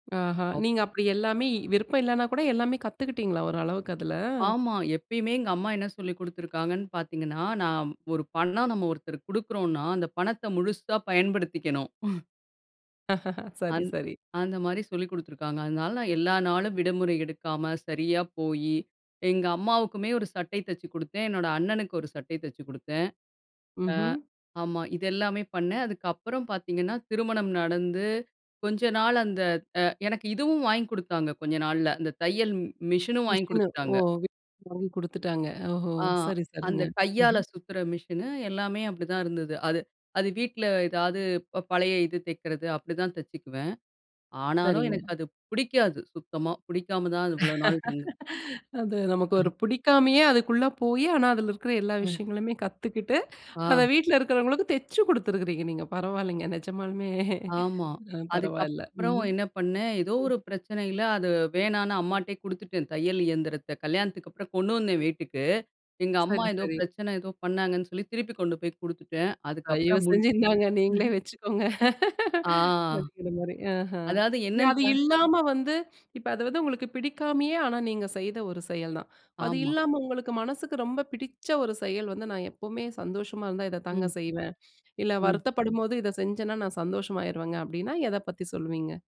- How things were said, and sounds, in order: laugh; unintelligible speech; laugh; laughing while speaking: "நெஜமாலுமே"; laughing while speaking: "இந்தாங்க. நீங்களே வெச்சுக்கோங்க"; other noise; laugh
- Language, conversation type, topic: Tamil, podcast, இந்த பொழுதுபோக்கை நீங்கள் எப்படித் தொடங்கினீர்கள்?